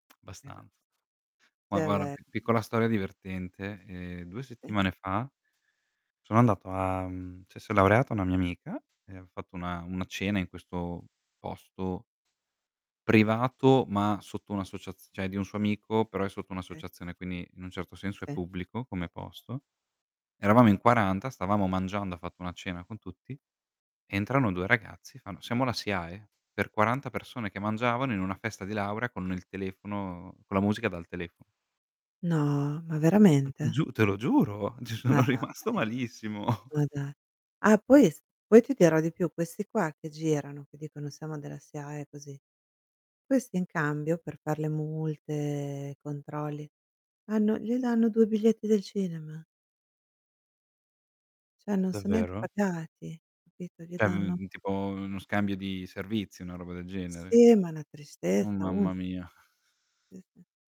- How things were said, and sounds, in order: "Abbastanza" said as "bastant"; unintelligible speech; "cioè" said as "ceh"; "cioè" said as "ceh"; static; laughing while speaking: "ci sono rimasto malissimo"; distorted speech; "Cioè" said as "ceh"; "Cioè" said as "ceh"; exhale
- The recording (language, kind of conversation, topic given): Italian, unstructured, Qual è il tuo modo preferito per rilassarti dopo una giornata intensa?